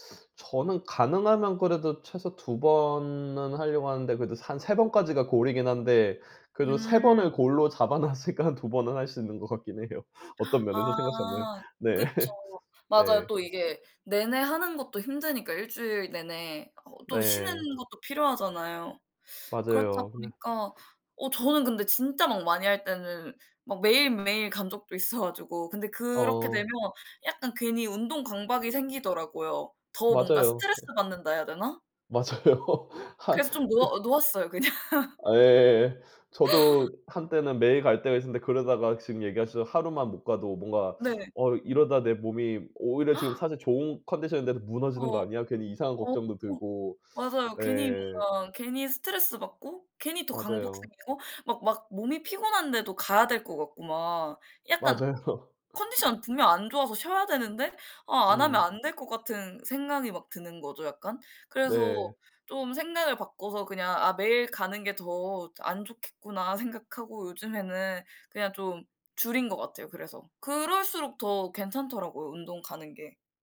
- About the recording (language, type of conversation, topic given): Korean, unstructured, 운동을 하면서 가장 기억에 남는 경험은 무엇인가요?
- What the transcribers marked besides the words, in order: in English: "goal"; in English: "goal로"; laughing while speaking: "잡아 놨으니까 한 두 번은 … 면에서 생각하면. 네"; other background noise; laughing while speaking: "맞아요"; laugh; laughing while speaking: "그냥"; laugh; gasp; laughing while speaking: "맞아요"